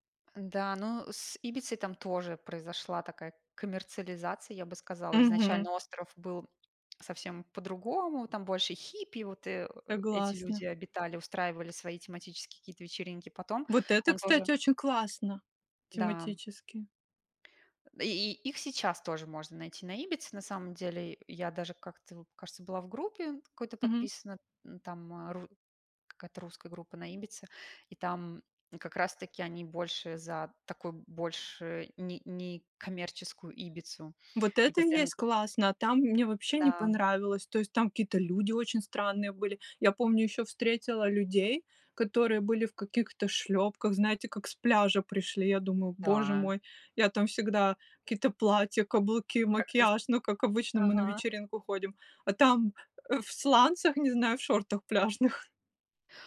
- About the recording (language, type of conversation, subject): Russian, unstructured, Какую роль играет музыка в твоей жизни?
- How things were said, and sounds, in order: other background noise